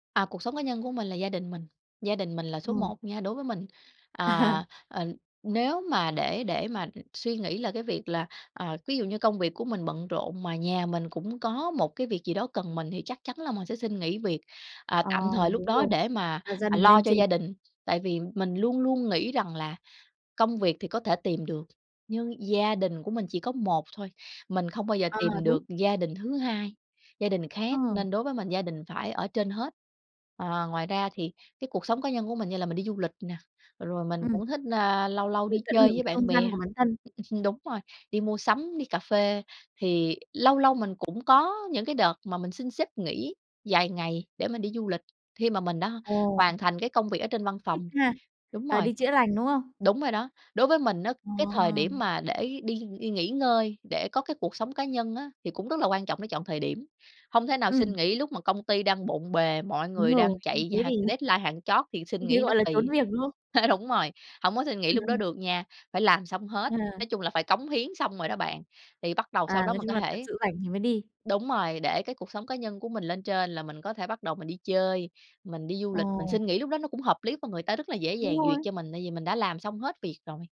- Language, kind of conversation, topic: Vietnamese, podcast, Bạn làm sao để cân bằng công việc và cuộc sống cá nhân?
- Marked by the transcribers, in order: laughing while speaking: "À"; tapping; chuckle; in English: "deadline"; laugh; unintelligible speech